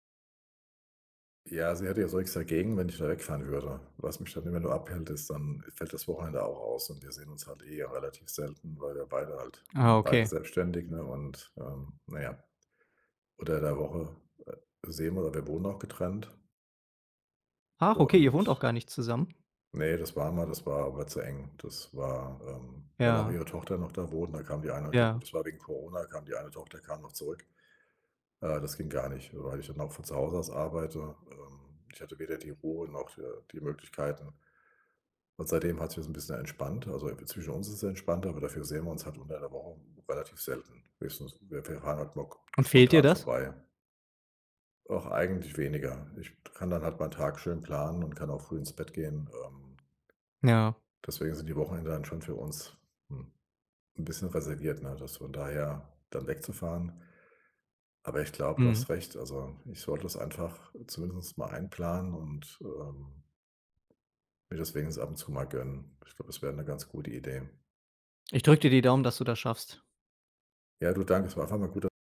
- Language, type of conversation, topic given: German, advice, Wie kann ich mit Einsamkeit trotz Arbeit und Alltag besser umgehen?
- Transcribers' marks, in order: surprised: "Ach, okay"; tapping